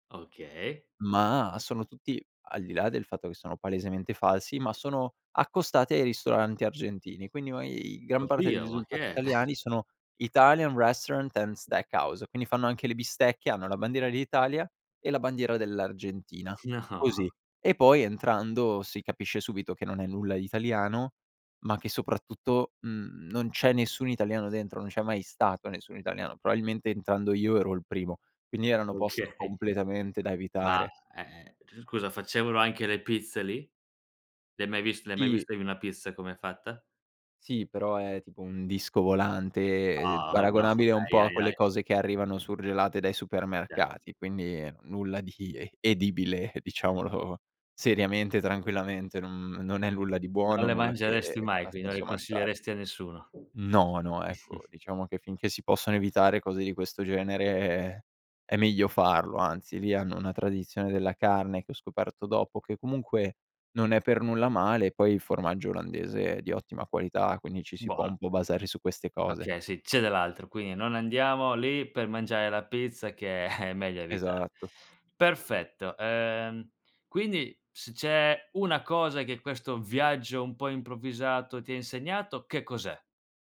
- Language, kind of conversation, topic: Italian, podcast, Ti è mai capitato di perderti in una città straniera?
- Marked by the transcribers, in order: chuckle; in English: "Italian restaurant and steak house"; put-on voice: "Italian restaurant and steak house"; tapping; laughing while speaking: "No"; other background noise; laughing while speaking: "okay"; laughing while speaking: "No, no"; laughing while speaking: "di e edibile, diciamolo"; "quindi" said as "quini"; chuckle; laughing while speaking: "basare"; laughing while speaking: "è"